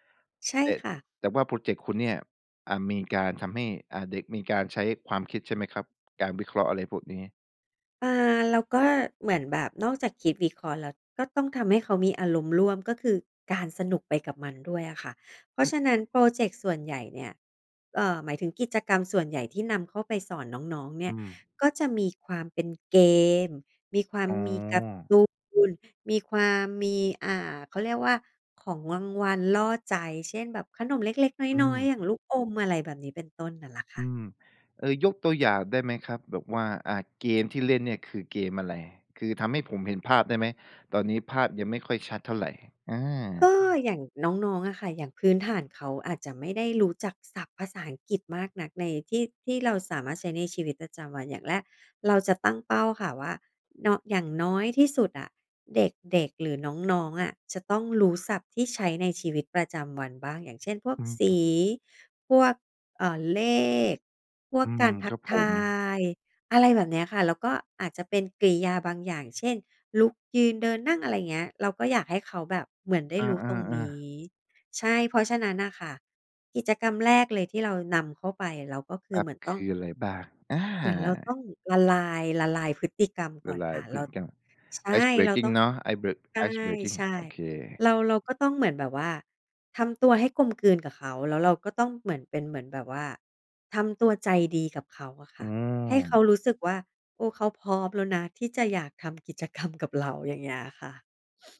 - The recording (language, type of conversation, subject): Thai, podcast, คุณอยากให้เด็ก ๆ สนุกกับการเรียนได้อย่างไรบ้าง?
- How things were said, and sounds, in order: laughing while speaking: "กิจกรรม"; sniff